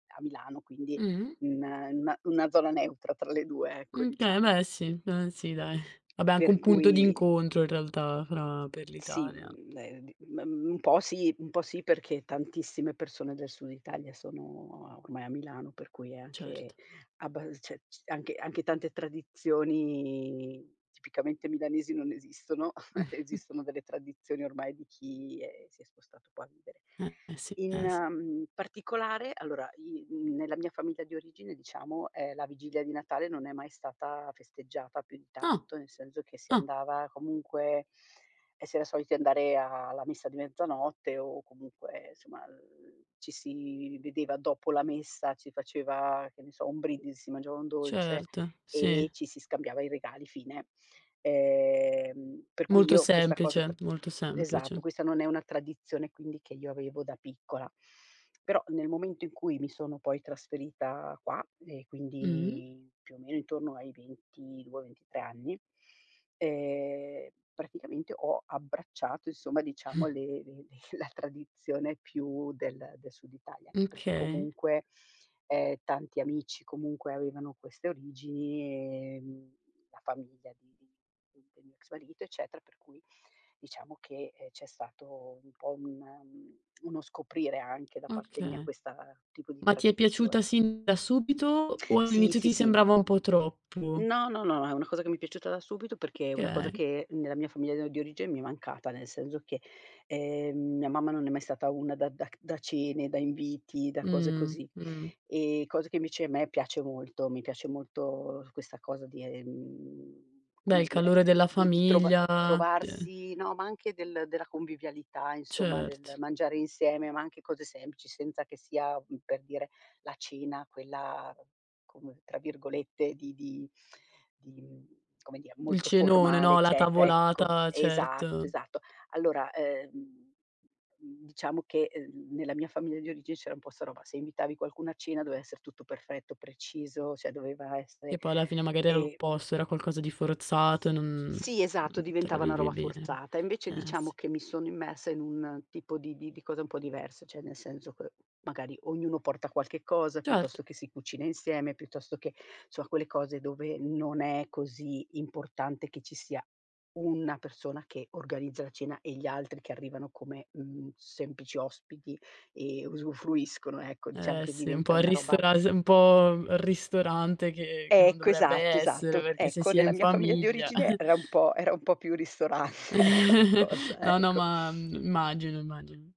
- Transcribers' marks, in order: "okay" said as "kay"; laughing while speaking: "dai"; tapping; other background noise; drawn out: "tradizioni"; chuckle; drawn out: "ehm"; drawn out: "Ehm"; snort; laughing while speaking: "le"; "Okay" said as "mkay"; drawn out: "ehm"; "eccetera" said as "eccete"; "diciamo" said as "dicaim"; chuckle; laughing while speaking: "ristorante, ecco, la cosa"; chuckle
- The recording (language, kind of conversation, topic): Italian, podcast, Puoi parlarmi di una festa o di una tradizione di famiglia particolarmente speciale?